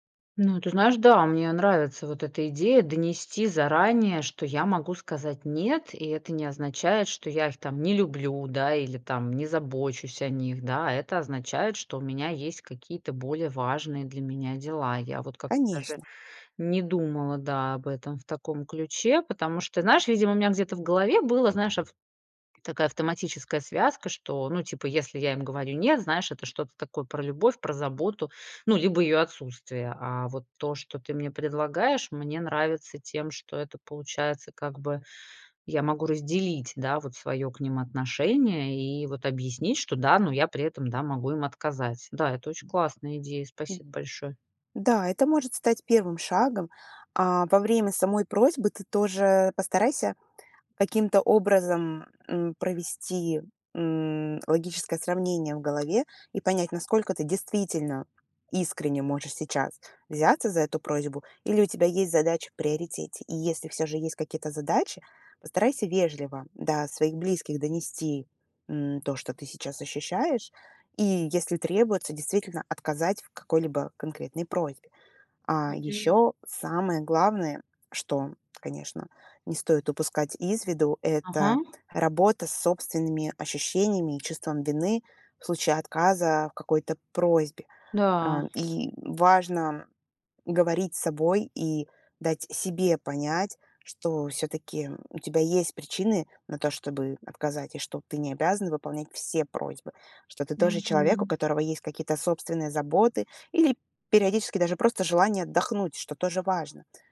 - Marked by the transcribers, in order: other noise; grunt
- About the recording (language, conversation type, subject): Russian, advice, Как научиться говорить «нет», чтобы не перегружаться чужими просьбами?